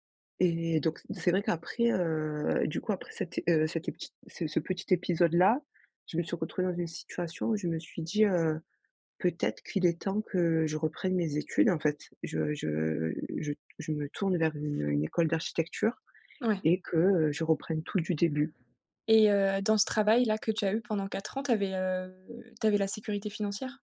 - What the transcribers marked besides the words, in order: other background noise; tapping
- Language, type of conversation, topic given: French, podcast, Comment choisis-tu entre ta passion et ta sécurité financière ?